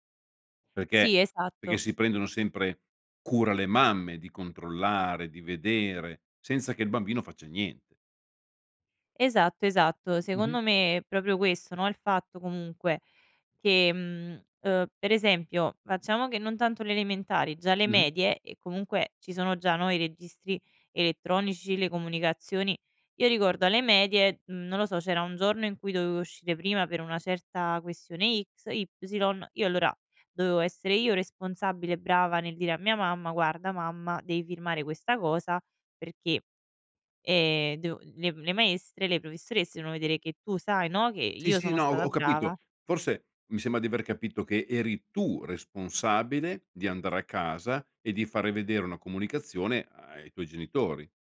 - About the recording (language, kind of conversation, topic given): Italian, podcast, Che ruolo hanno i gruppi WhatsApp o Telegram nelle relazioni di oggi?
- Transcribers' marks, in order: "proprio" said as "propio"